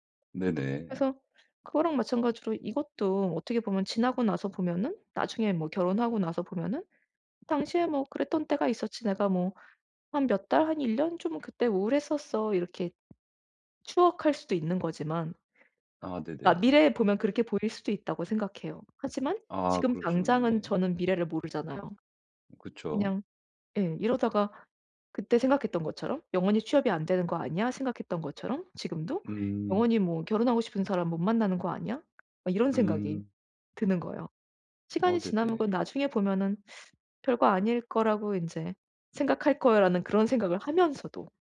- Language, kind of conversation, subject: Korean, advice, 동년배와 비교될 때 결혼과 경력 때문에 느끼는 압박감을 어떻게 줄일 수 있을까요?
- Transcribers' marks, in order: other background noise; tapping